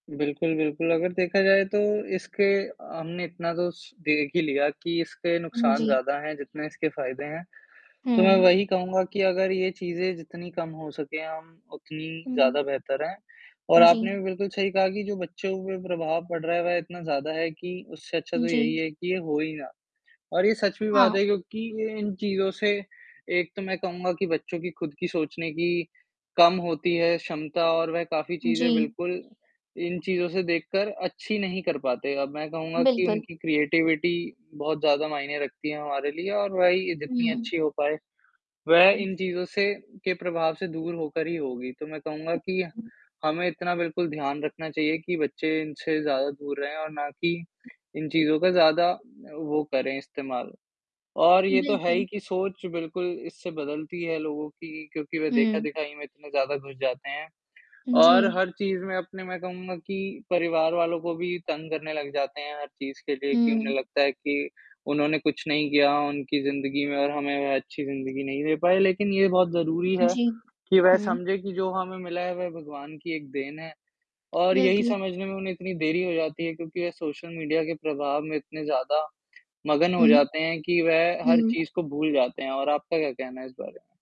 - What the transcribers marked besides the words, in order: other background noise; static; in English: "क्रिएटिविटी"; distorted speech; tapping; in English: "सोशल मीडिया"
- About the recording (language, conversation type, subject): Hindi, unstructured, क्या सोशल मीडिया तकनीक का बड़ा फायदा है या नुकसान?